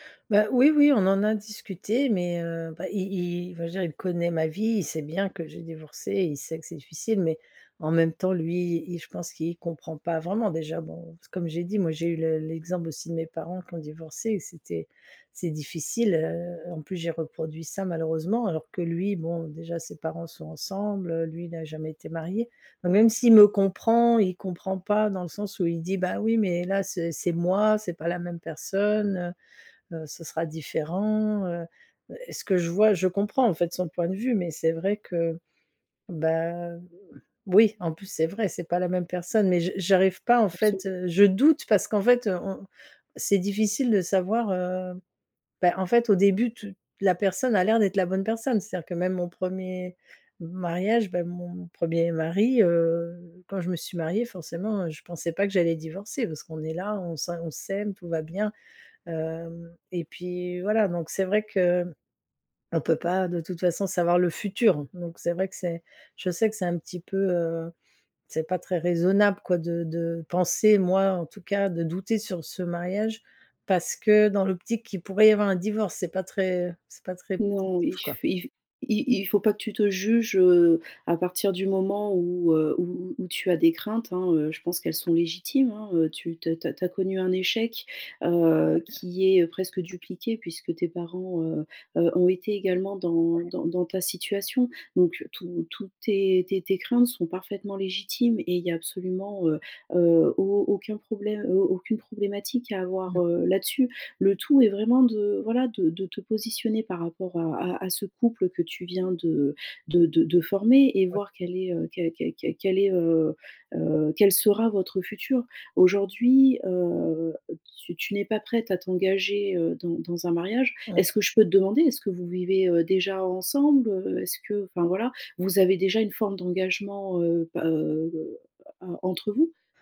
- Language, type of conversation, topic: French, advice, Comment puis-je surmonter mes doutes concernant un engagement futur ?
- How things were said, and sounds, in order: other background noise; stressed: "doute"; stressed: "futur"; stressed: "penser"; unintelligible speech; stressed: "sera"; drawn out: "heu"